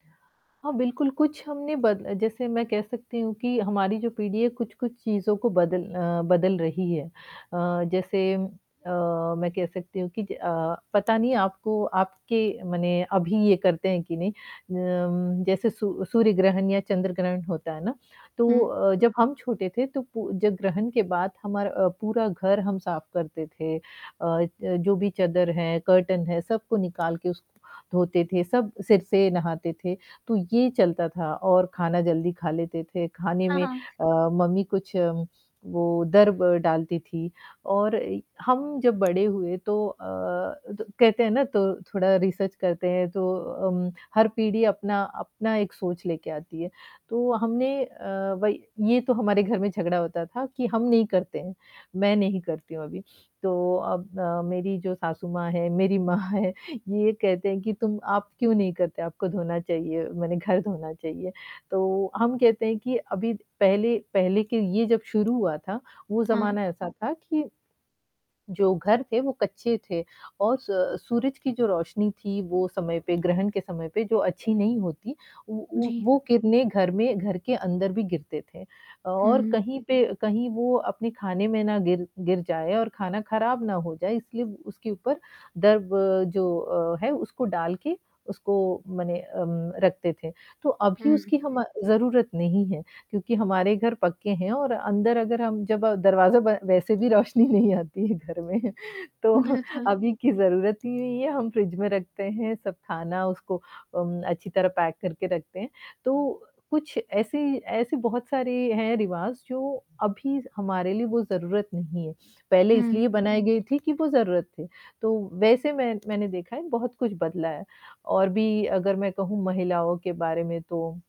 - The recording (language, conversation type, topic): Hindi, podcast, आपकी पीढ़ी ने विरासत को किस तरह बदला है?
- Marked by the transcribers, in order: static; in English: "कर्टेन"; other background noise; in English: "रिसर्च"; laughing while speaking: "माँ हैं"; laughing while speaking: "वैसे भी रोशनी नहीं आती … ही नहीं है"; in English: "पैक"